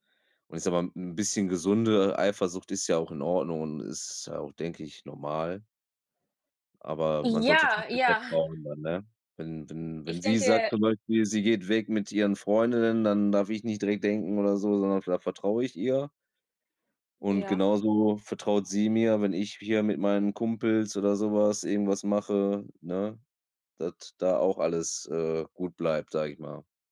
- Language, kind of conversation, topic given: German, unstructured, Welche Rolle spielt Vertrauen in der Liebe?
- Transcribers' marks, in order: none